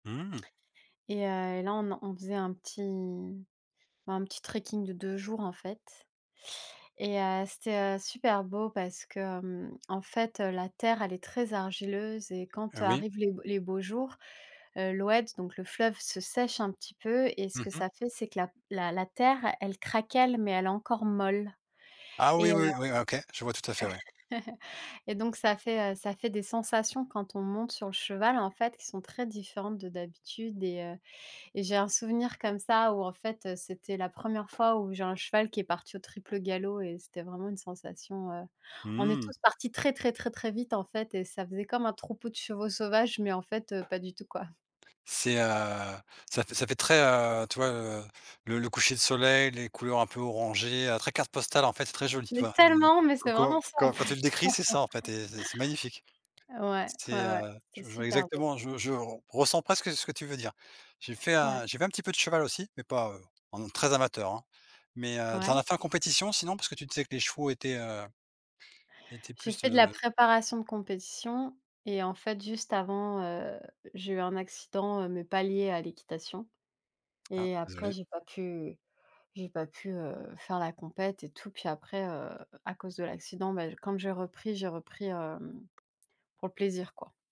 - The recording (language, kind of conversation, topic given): French, unstructured, Quelle est ta meilleure expérience liée à ton passe-temps ?
- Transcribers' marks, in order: chuckle; tapping; stressed: "tellement"; laughing while speaking: "en fait"